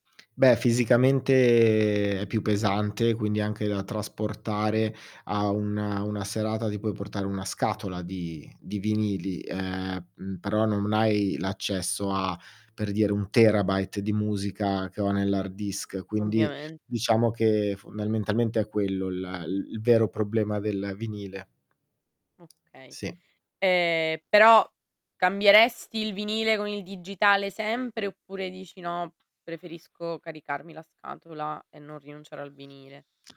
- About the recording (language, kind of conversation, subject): Italian, podcast, Come scegli la musica da inserire nella tua playlist?
- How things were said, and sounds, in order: distorted speech; drawn out: "fisicamente"; "fondamentalmente" said as "fondalmentalmente"; tapping